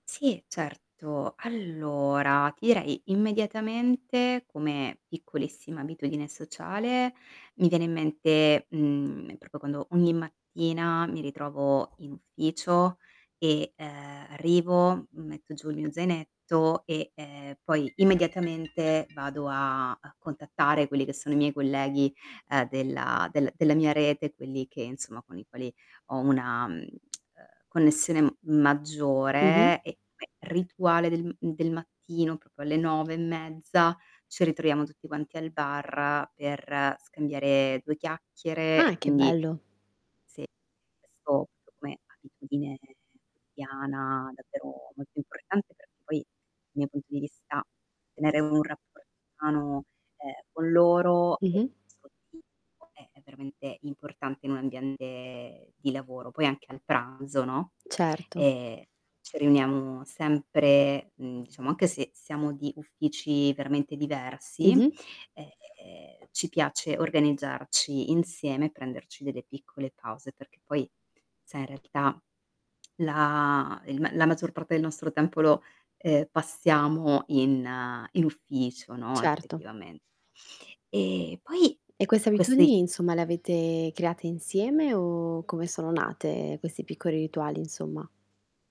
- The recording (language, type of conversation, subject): Italian, podcast, Quali abitudini sociali ti aiutano a stare meglio?
- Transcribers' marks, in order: tapping; distorted speech; music; tsk; static; unintelligible speech; other background noise